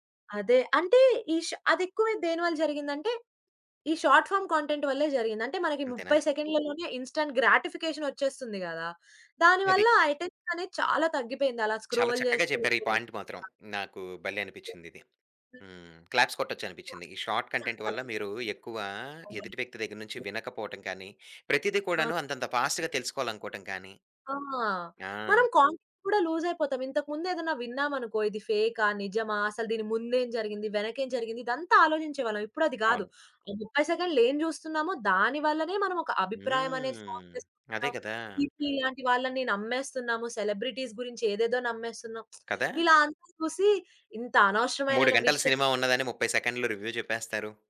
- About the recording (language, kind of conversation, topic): Telugu, podcast, మీ స్క్రీన్ టైమ్‌ను నియంత్రించడానికి మీరు ఎలాంటి పరిమితులు లేదా నియమాలు పాటిస్తారు?
- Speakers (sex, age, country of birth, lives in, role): female, 20-24, India, India, guest; male, 25-29, India, Finland, host
- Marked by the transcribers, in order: in English: "షార్ట్ ఫార్మ్ కాంటెంట్"; in English: "ఇన్స్‌స్టాంట్ గ్రాటిఫికేషన్"; in English: "ఐటెమ్స్"; in English: "స్క్రోల్"; in English: "పాయింట్"; other background noise; in English: "క్లాప్స్"; in English: "షార్ట్ కంటెంట్"; in English: "ఫాస్ట్‌గా"; in English: "కాంటెంట్"; in English: "లూజ్"; drawn out: "హ్మ్"; in English: "ఫార్మ్"; in English: "సెలబ్రిటీస్"; lip smack; in English: "రివ్యూ"